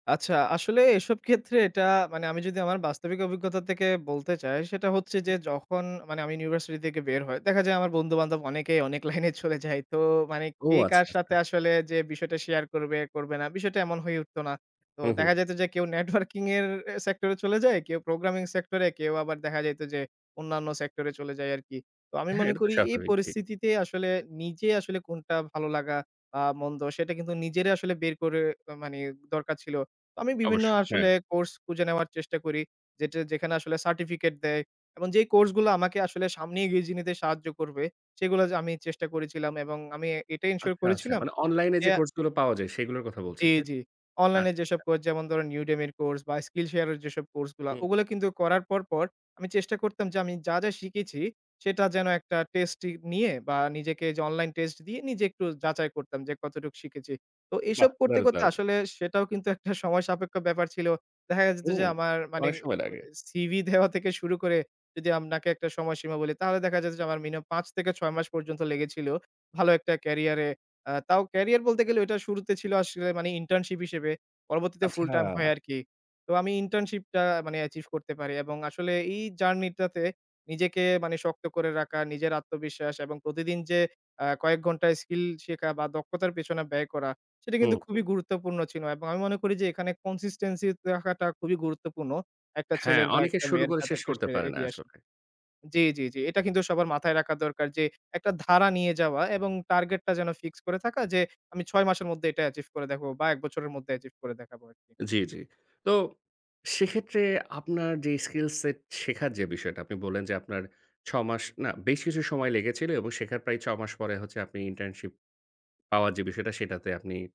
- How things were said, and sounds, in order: "থেকে" said as "তেকে"; other background noise; "এগিয়ে নিতে" said as "গেজিনিতে"; "করেছিলাম" said as "করেচিলাম"; "আপনাকে" said as "আম্নাকে"; "রাখা" said as "রাকা"; in English: "consistency"; "রাখা" said as "রাকা"
- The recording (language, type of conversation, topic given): Bengali, podcast, আপনি কীভাবে একটি দক্ষতা শিখে সেটাকে কাজে লাগালেন, সেই গল্পটা বলবেন?